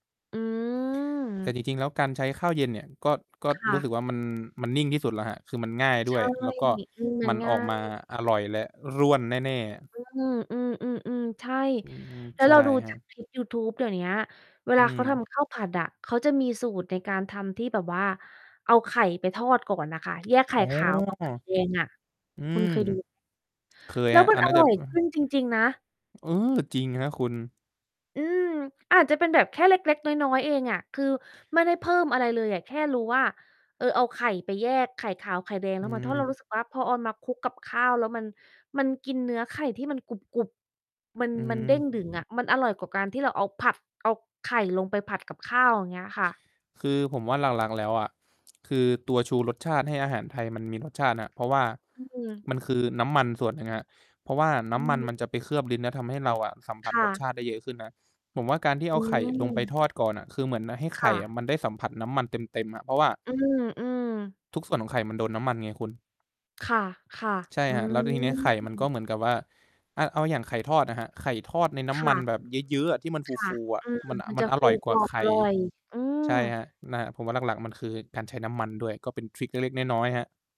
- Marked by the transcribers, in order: static; distorted speech; other background noise; "เอา" said as "ออน"; tapping
- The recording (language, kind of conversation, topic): Thai, unstructured, คุณคิดว่าการเรียนรู้ทำอาหารมีประโยชน์กับชีวิตอย่างไร?